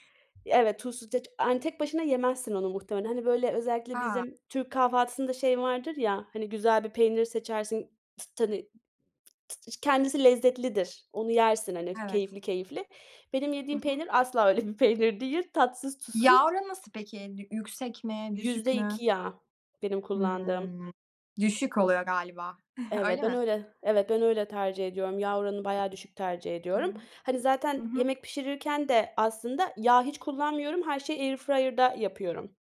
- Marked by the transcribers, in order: tapping; unintelligible speech; other background noise; chuckle; in English: "airfryer'da"
- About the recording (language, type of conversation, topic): Turkish, podcast, Yemek planlamanı nasıl yapıyorsun ve hangi ipuçlarını uyguluyorsun?